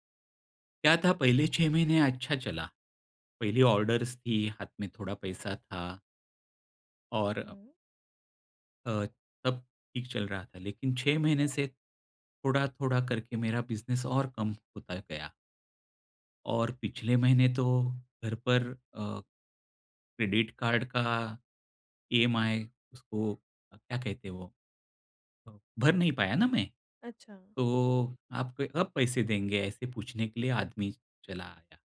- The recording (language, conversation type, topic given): Hindi, advice, आप आत्म-आलोचना छोड़कर खुद के प्रति सहानुभूति कैसे विकसित कर सकते हैं?
- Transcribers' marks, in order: in English: "ऑर्डर्स"; in English: "बिज़नेस"